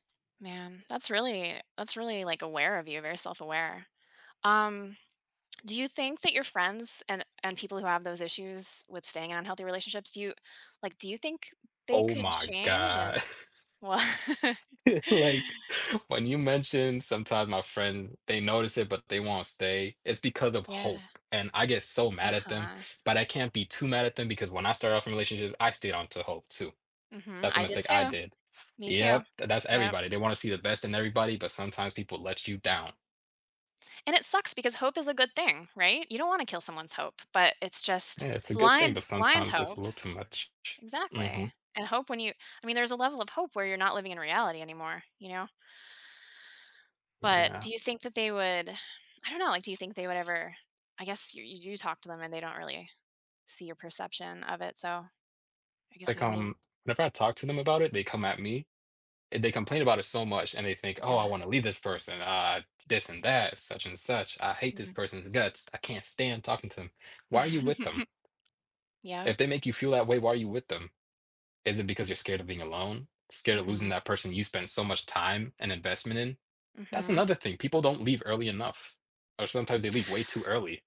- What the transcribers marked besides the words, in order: tapping; chuckle; laughing while speaking: "Well"; laughing while speaking: "It's like"; other background noise; chuckle
- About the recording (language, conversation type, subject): English, unstructured, What are some emotional or practical reasons people remain in relationships that aren't healthy for them?
- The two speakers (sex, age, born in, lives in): female, 40-44, United States, United States; male, 20-24, United States, United States